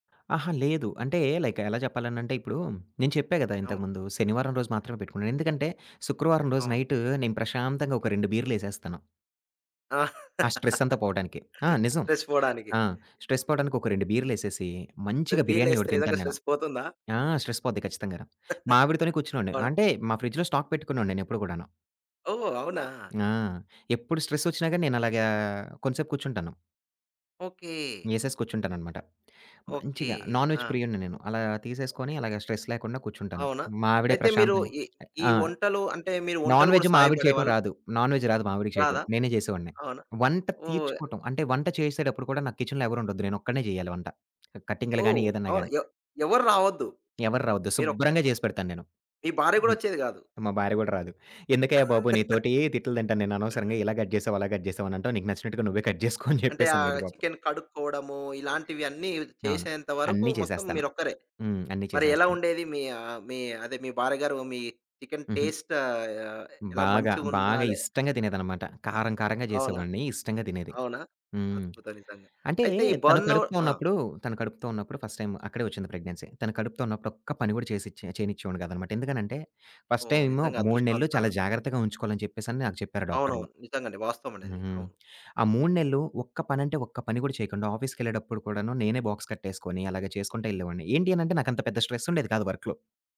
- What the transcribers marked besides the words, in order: in English: "లైక్"; in English: "నైట్"; chuckle; in English: "స్ట్రెస్"; in English: "స్ట్రెస్"; in English: "స్ట్రెస్"; in English: "స్ట్రెస్"; chuckle; in English: "ఫ్రిడ్జ్‌లో స్టాక్"; in English: "నాన్‌వెజ్"; other background noise; in English: "స్ట్రెస్"; in English: "నాన్ వెజ్"; in English: "కిచెన్‌లో"; tapping; chuckle; in English: "కట్"; in English: "కట్"; laughing while speaking: "కట్ జేసుకో"; in English: "కట్"; in English: "టేస్ట్"; in English: "ఫస్ట్ టైమ్"; in English: "ప్రెగ్నెన్సీ"; in English: "ఫస్ట్"; in English: "ఆఫీస్‌కెళ్ళేటప్పుడు"; in English: "వర్క్‌లో"
- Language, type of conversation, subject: Telugu, podcast, ఇంటి పనులు మరియు ఉద్యోగ పనులను ఎలా సమతుల్యంగా నడిపిస్తారు?